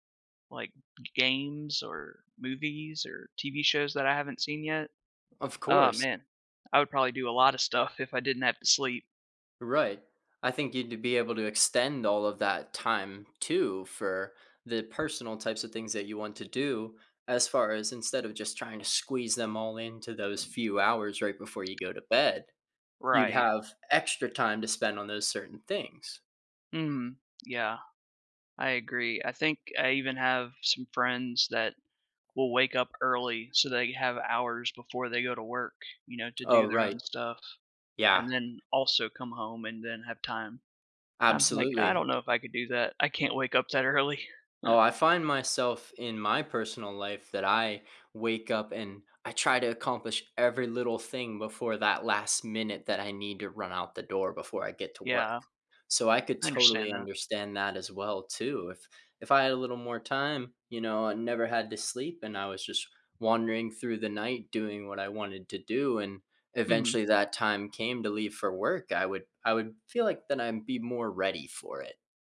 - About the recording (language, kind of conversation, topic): English, unstructured, How would you prioritize your day without needing to sleep?
- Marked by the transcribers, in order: other background noise; tapping; chuckle